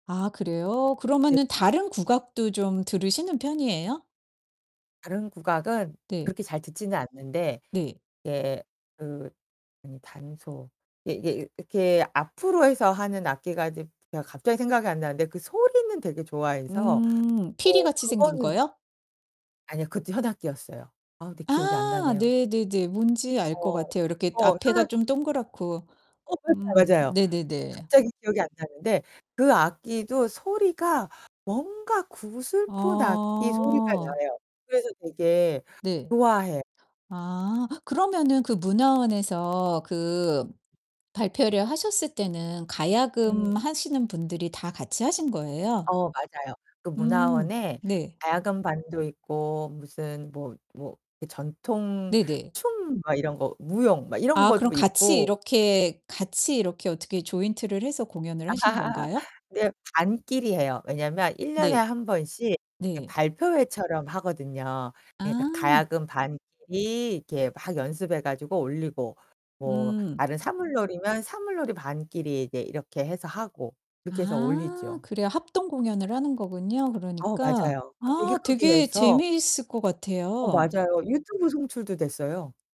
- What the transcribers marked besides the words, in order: distorted speech; other background noise; unintelligible speech; laugh; background speech
- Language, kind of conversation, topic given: Korean, podcast, 이 취미가 일상에 어떤 영향을 주었나요?